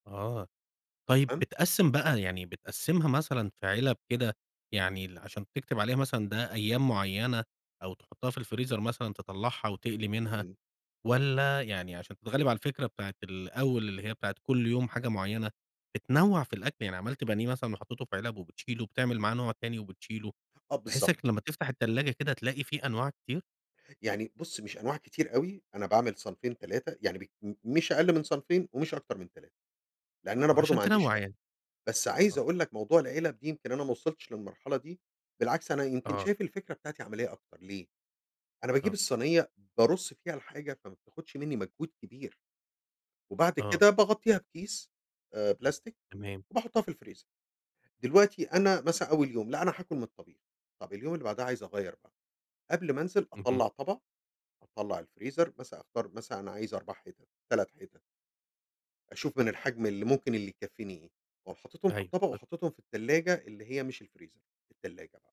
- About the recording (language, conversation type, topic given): Arabic, podcast, إزاي بتخطط لوجبات الأسبوع؟
- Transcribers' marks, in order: other background noise